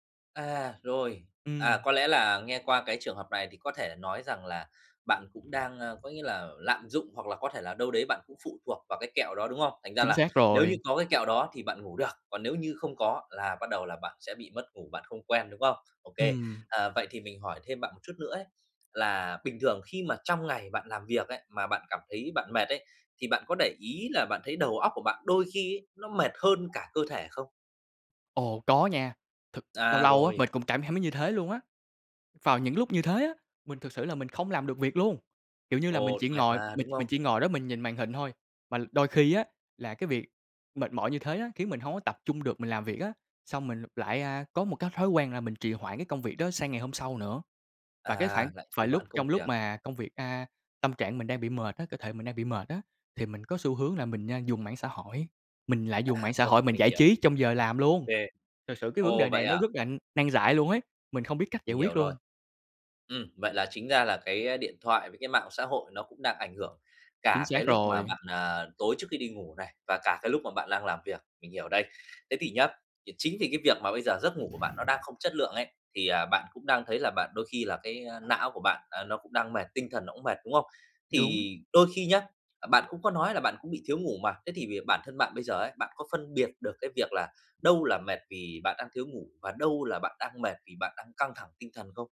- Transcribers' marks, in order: tapping; other background noise
- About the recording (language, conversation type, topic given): Vietnamese, advice, Làm sao để duy trì năng lượng ổn định suốt cả ngày?